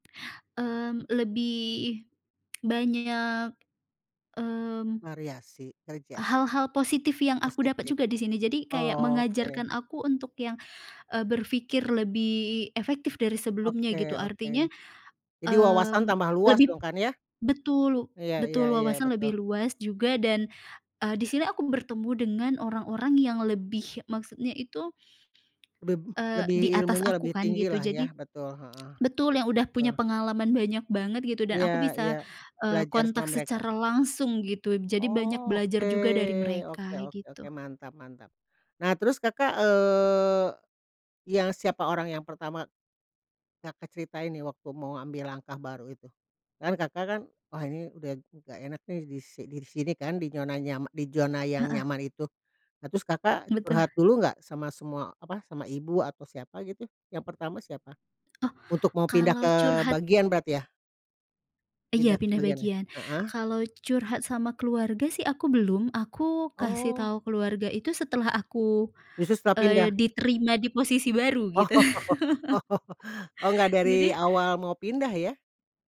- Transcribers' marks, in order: other background noise; lip smack; chuckle; laughing while speaking: "Oh oh. Oh"; laughing while speaking: "gitu"
- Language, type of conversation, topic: Indonesian, podcast, Pernahkah kamu keluar dari zona nyaman, dan apa alasanmu?